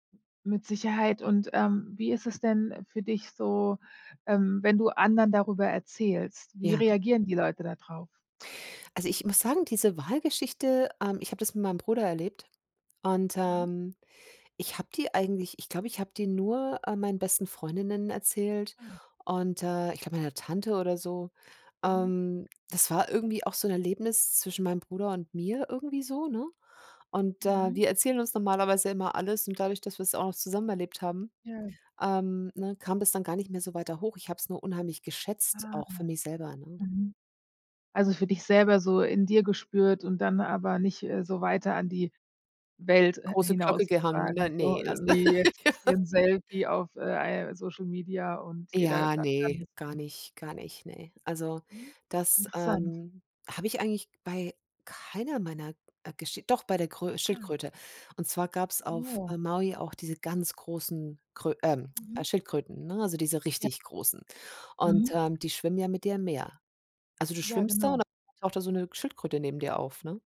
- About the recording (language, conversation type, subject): German, podcast, Welche Tierbegegnung hat dich besonders bewegt?
- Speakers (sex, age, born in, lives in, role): female, 40-44, Germany, United States, host; female, 50-54, Germany, Germany, guest
- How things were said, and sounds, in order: other background noise; laugh